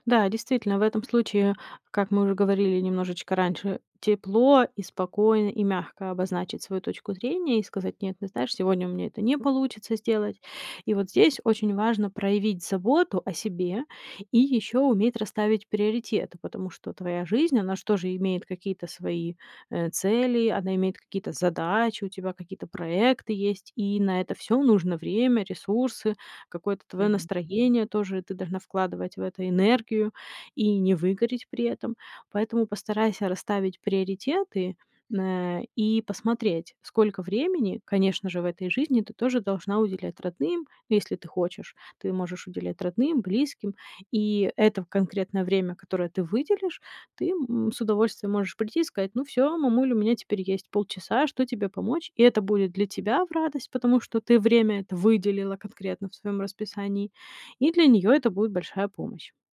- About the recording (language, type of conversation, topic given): Russian, advice, Как мне научиться устанавливать личные границы и перестать брать на себя лишнее?
- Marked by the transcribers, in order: none